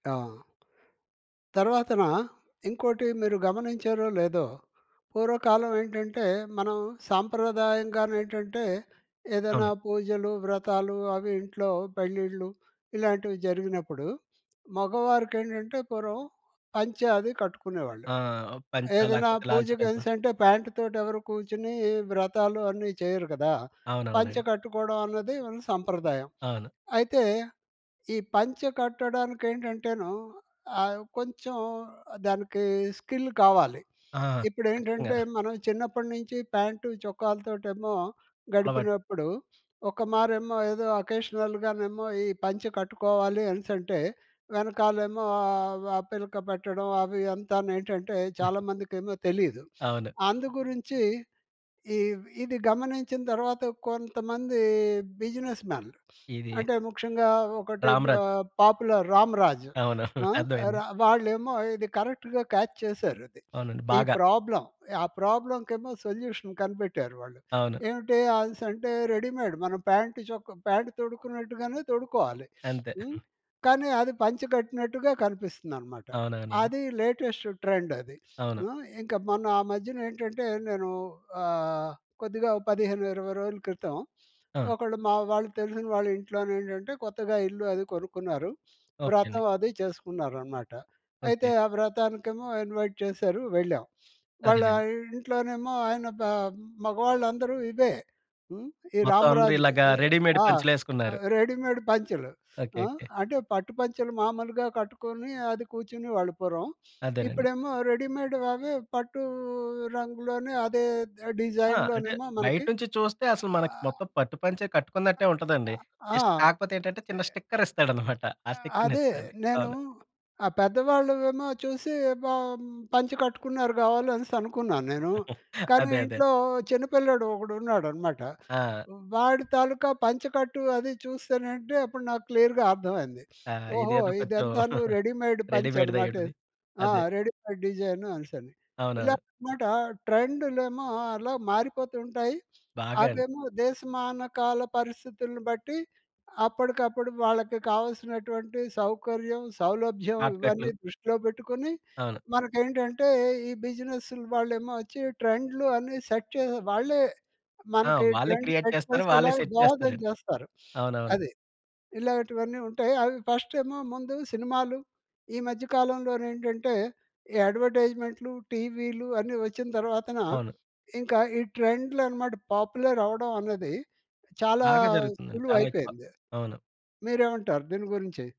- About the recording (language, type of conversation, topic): Telugu, podcast, ట్రెండ్‌లు మీ వ్యక్తిత్వాన్ని ఎంత ప్రభావితం చేస్తాయి?
- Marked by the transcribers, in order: tapping; sniff; in English: "స్కిల్"; sniff; in English: "అకేషనల్‌గానేమో"; sniff; sniff; in English: "పాపులర్"; sniff; in English: "కరెక్ట్‌గా క్యాచ్"; in English: "ప్రాబ్లమ్"; chuckle; in English: "సొల్యూషన్"; in English: "రెడీమేడ్"; sniff; chuckle; in English: "లేటెస్ట్ ట్రెండ్"; sniff; sniff; sniff; in English: "ఇన్వైట్"; sniff; in English: "రెడీమేడ్"; other background noise; in English: "రెడీమేడ్"; sniff; in English: "రెడీమేడ్"; in English: "డిజైన్‌లోనేమో"; other noise; in English: "జస్ట్"; in English: "స్టిక్కర్"; chuckle; in English: "స్టిక్కర్‌ని"; chuckle; in English: "క్లియర్‌గా"; sniff; chuckle; in English: "రెడీమేడ్"; in English: "రెడీమేడ్ డిజైన్"; sniff; in English: "సెట్"; in English: "ట్రెండ్ సెట్"; in English: "క్రియేట్"; in English: "సెట్"; sniff; in English: "ఫస్ట్"; in English: "పాపులర్"